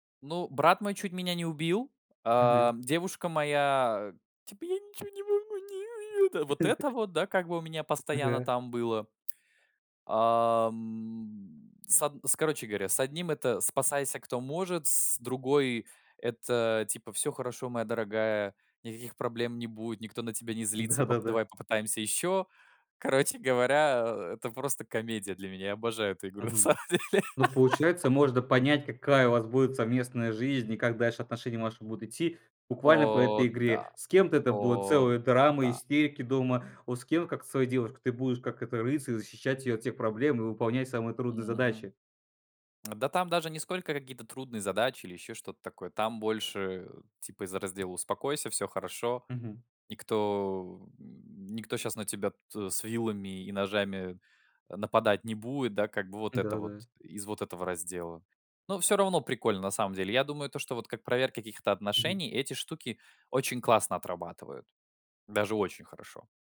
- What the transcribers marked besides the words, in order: put-on voice: "Я ничё не могу, не у это"; tapping; chuckle; laughing while speaking: "на самом деле!"; laugh
- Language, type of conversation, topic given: Russian, podcast, Как совместные игры укрепляют отношения?